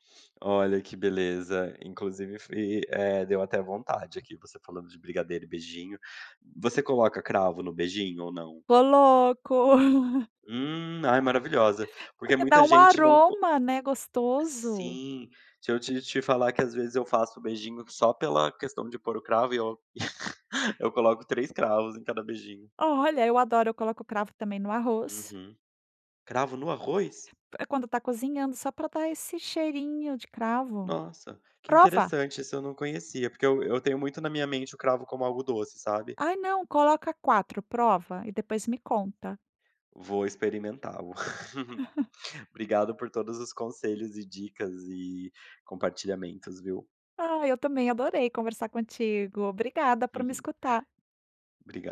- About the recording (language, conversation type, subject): Portuguese, podcast, Que receita caseira você faz quando quer consolar alguém?
- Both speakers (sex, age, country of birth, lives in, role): female, 50-54, Brazil, Spain, guest; male, 30-34, Brazil, Portugal, host
- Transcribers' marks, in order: laugh; laugh; laugh; laugh